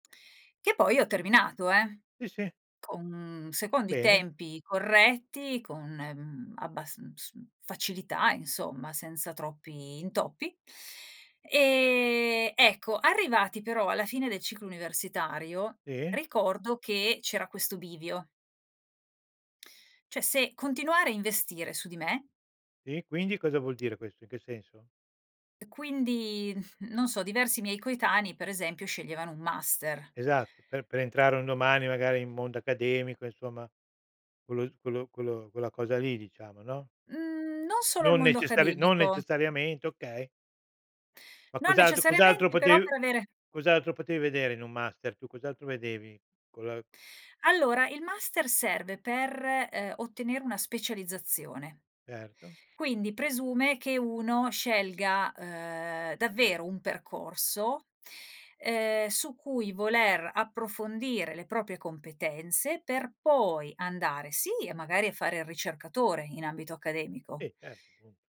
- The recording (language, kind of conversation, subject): Italian, podcast, Come hai scelto se continuare gli studi o entrare nel mondo del lavoro?
- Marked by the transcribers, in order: drawn out: "E"; "cioè" said as "ceh"; tapping; "proprie" said as "propie"